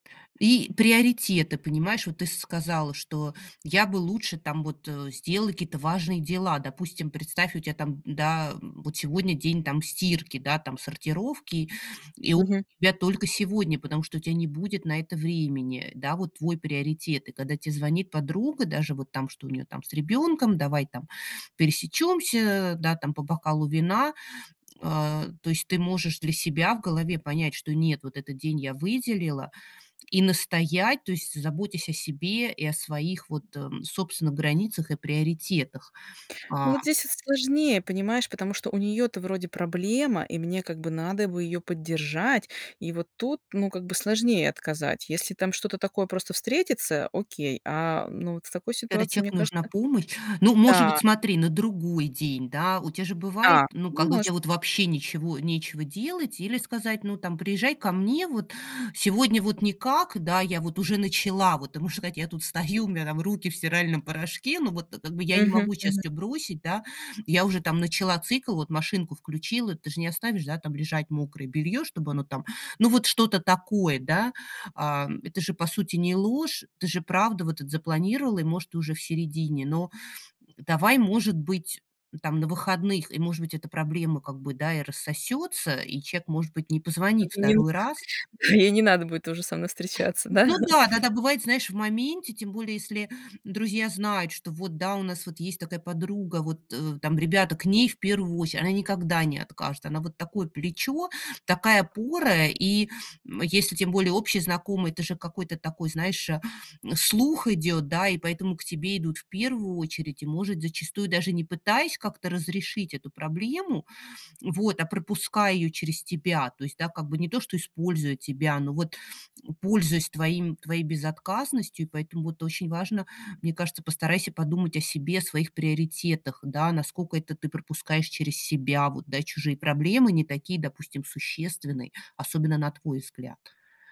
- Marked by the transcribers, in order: other background noise; laugh; laughing while speaking: "да?"
- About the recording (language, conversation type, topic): Russian, advice, Как научиться говорить «нет», не расстраивая других?